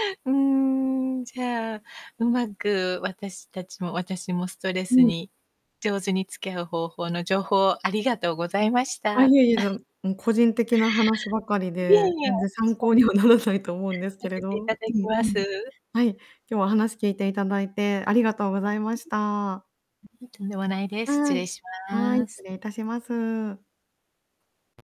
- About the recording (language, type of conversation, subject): Japanese, podcast, ストレスと上手に付き合うには、どうすればよいですか？
- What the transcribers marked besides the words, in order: static; chuckle; distorted speech; unintelligible speech; laughing while speaking: "ならないと思うんですけれど"; chuckle; mechanical hum